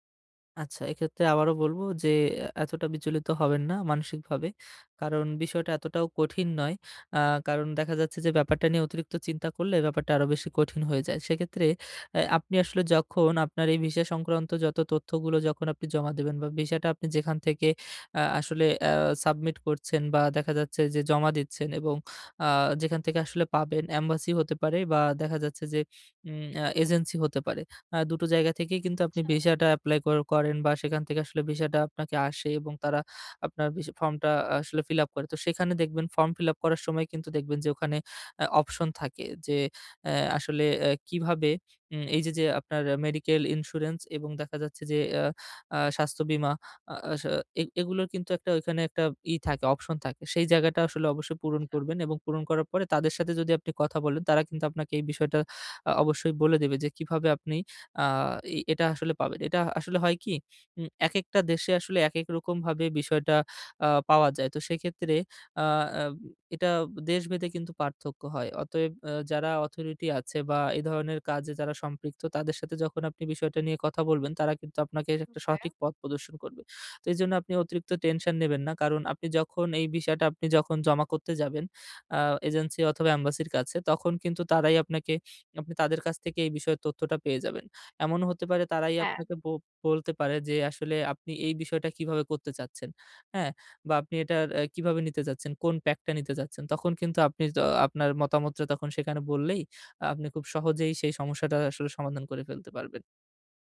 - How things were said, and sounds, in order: other background noise; in English: "submit"; in English: "embassy"; in English: "fill up"; in English: "fill up"; in English: "option"; in English: "medical insurance"; in English: "option"; in English: "authority"; in English: "agency"; in English: "embassy"
- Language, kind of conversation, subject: Bengali, advice, স্বাস্থ্যবীমা ও চিকিৎসা নিবন্ধন